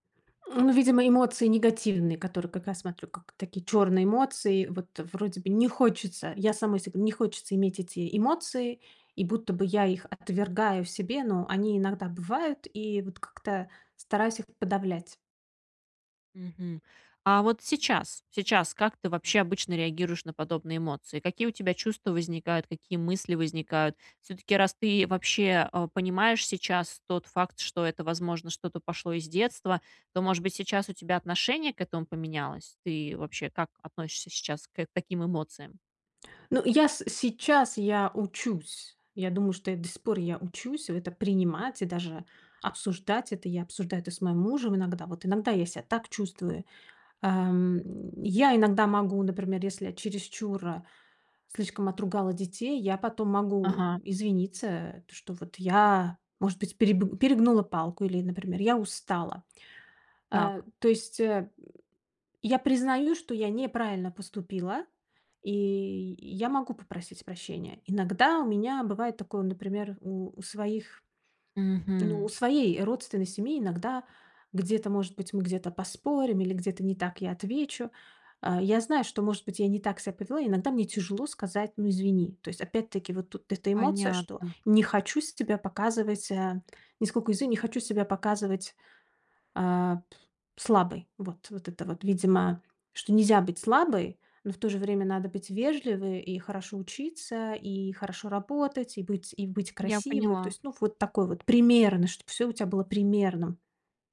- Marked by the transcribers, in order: stressed: "примерно"
- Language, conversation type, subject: Russian, advice, Как принять свои эмоции, не осуждая их и себя?